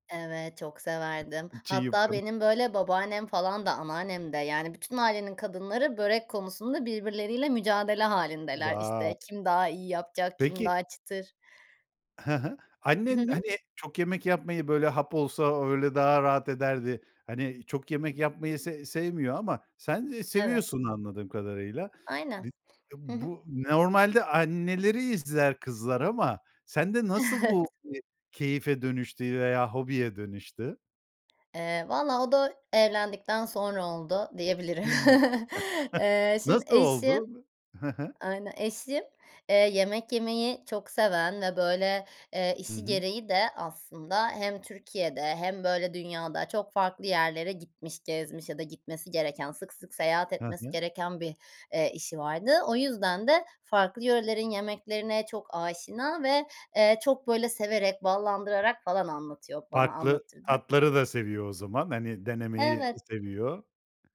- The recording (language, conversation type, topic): Turkish, podcast, Yemek yapmayı bir hobi olarak görüyor musun ve en sevdiğin yemek hangisi?
- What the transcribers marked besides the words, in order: other background noise; in English: "Wow"; laughing while speaking: "Evet"; chuckle